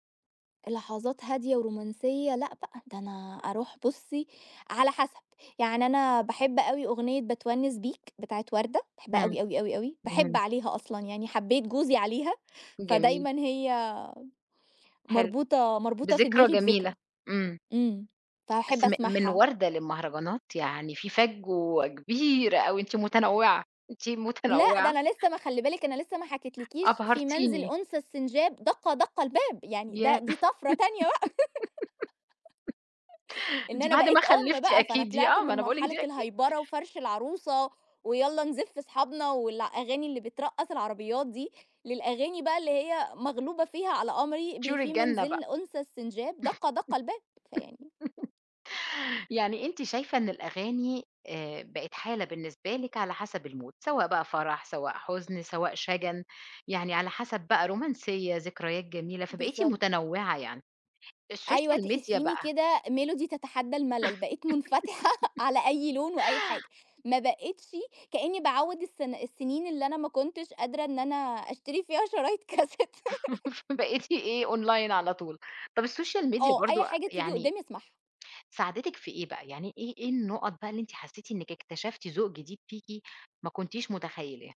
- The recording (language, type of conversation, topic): Arabic, podcast, إزاي السوشال ميديا غيّرت طريقة اكتشافك للموسيقى؟
- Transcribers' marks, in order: tsk; laughing while speaking: "فجوة كبيرة أوي. أنتِ متنوعة، أنتِ متنوعة"; giggle; giggle; in English: "الهيبرة"; giggle; in English: "المود"; in English: "السوشيال ميديا"; giggle; laughing while speaking: "منفتحة"; laughing while speaking: "أشتري فيها شرايط كاسيت"; laugh; laughing while speaking: "بقيتِ إيه"; laugh; in English: "أونلاين"; in English: "السوشيال ميديا"